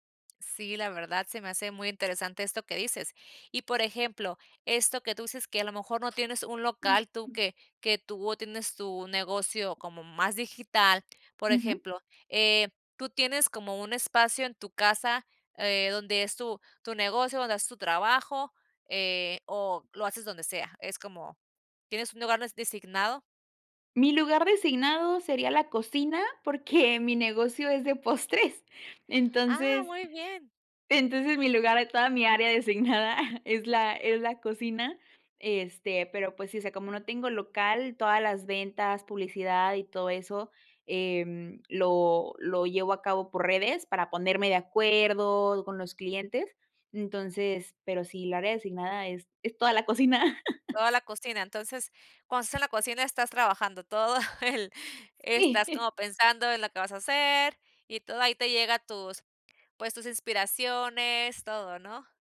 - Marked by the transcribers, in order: unintelligible speech; laughing while speaking: "porque"; laughing while speaking: "postres"; tapping; laughing while speaking: "toda mi área designada"; chuckle; laughing while speaking: "Sí"; laughing while speaking: "todo el"
- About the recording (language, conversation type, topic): Spanish, podcast, ¿Cómo pones límites al trabajo fuera del horario?